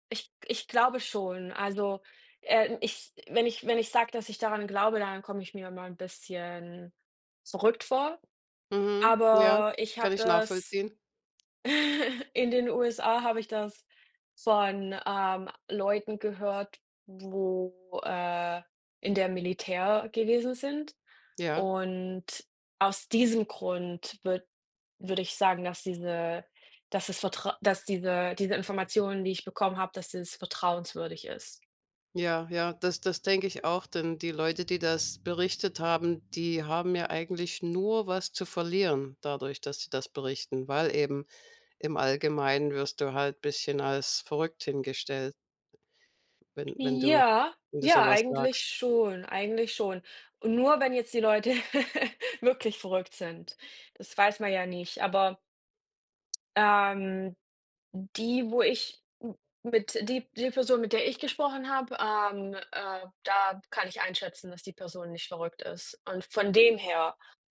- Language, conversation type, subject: German, unstructured, Warum glaubst du, dass manche Menschen an UFOs glauben?
- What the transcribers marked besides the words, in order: chuckle; chuckle